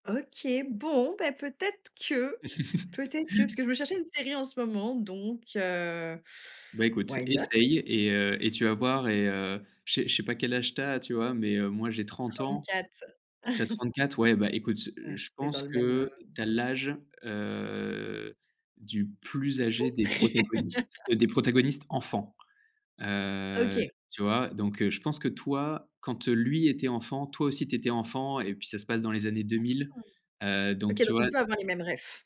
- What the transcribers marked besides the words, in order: stressed: "bon"; stressed: "que"; laugh; in English: "Why not ?"; chuckle; drawn out: "heu"; laugh; drawn out: "Heu"; "références" said as "réfs"
- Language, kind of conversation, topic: French, podcast, Qu’est-ce qui te pousse à revoir une vieille série en entier ?
- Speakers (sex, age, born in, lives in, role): female, 30-34, France, France, host; male, 30-34, France, France, guest